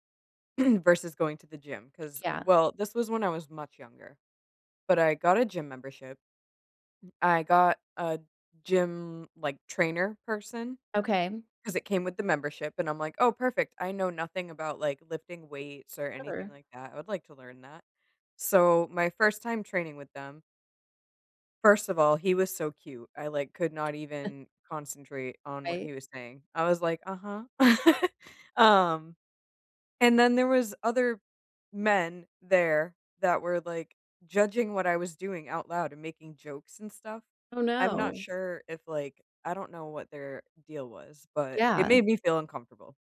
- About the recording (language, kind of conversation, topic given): English, unstructured, How can I make my gym welcoming to people with different abilities?
- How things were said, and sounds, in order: throat clearing; tapping; chuckle; laugh